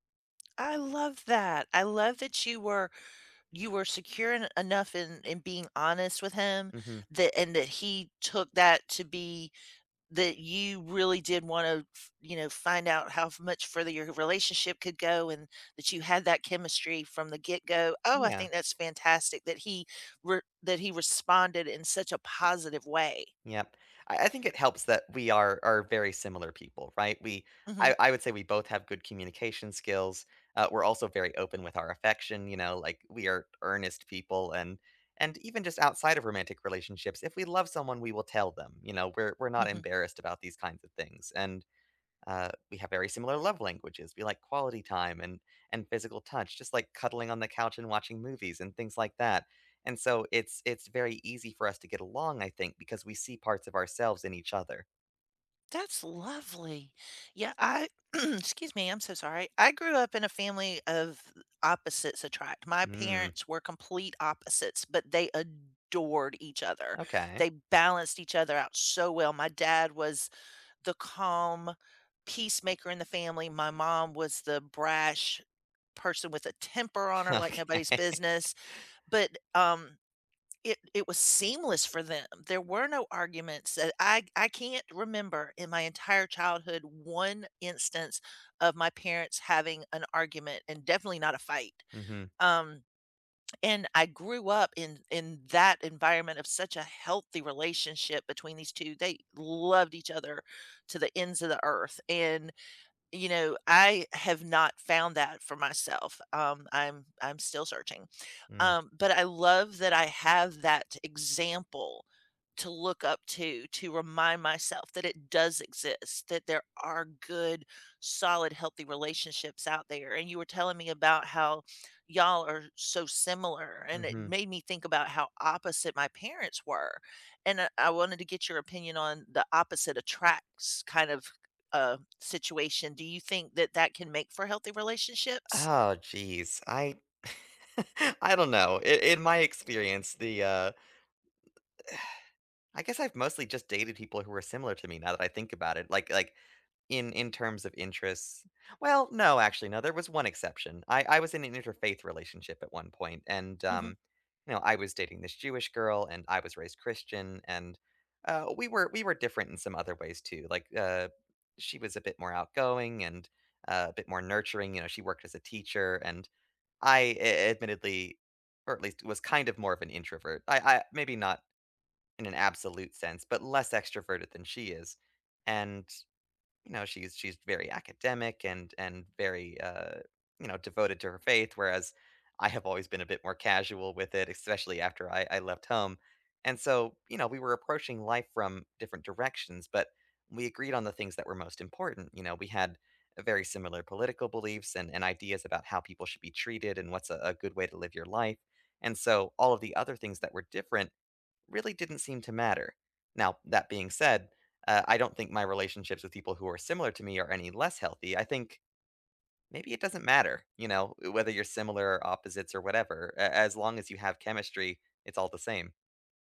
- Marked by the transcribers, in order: throat clearing; stressed: "balanced"; laughing while speaking: "Okay"; stressed: "loved"; chuckle; sigh
- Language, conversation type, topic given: English, unstructured, What does a healthy relationship look like to you?